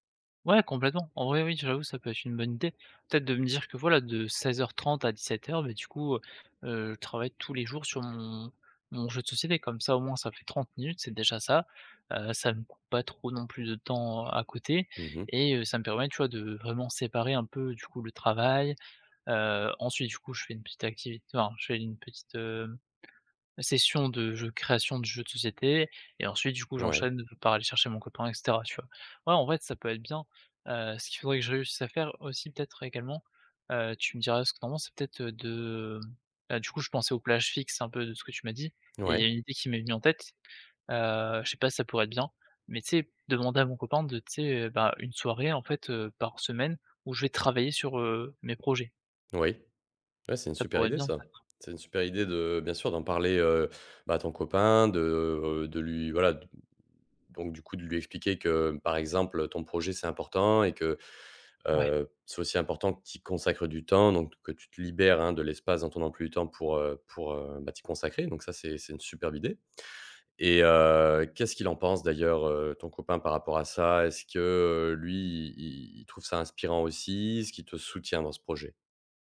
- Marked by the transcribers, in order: stressed: "travailler"
- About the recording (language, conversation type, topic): French, advice, Pourquoi m'est-il impossible de commencer une routine créative quotidienne ?